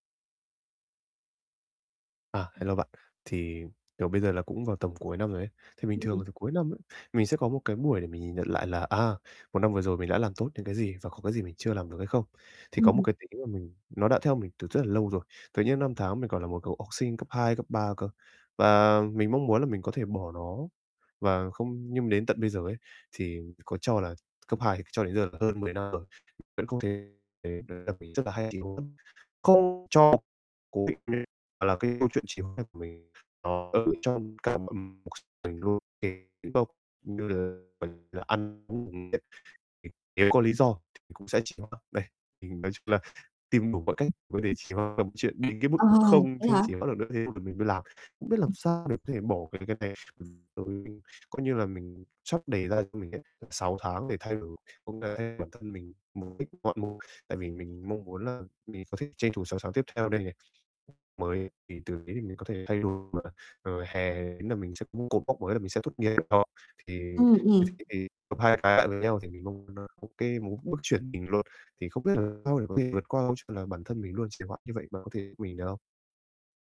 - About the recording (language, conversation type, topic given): Vietnamese, advice, Làm sao để bạn bắt đầu nhiệm vụ mà không trì hoãn?
- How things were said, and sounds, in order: other background noise; tapping; distorted speech; unintelligible speech; unintelligible speech; unintelligible speech; unintelligible speech; unintelligible speech; unintelligible speech; unintelligible speech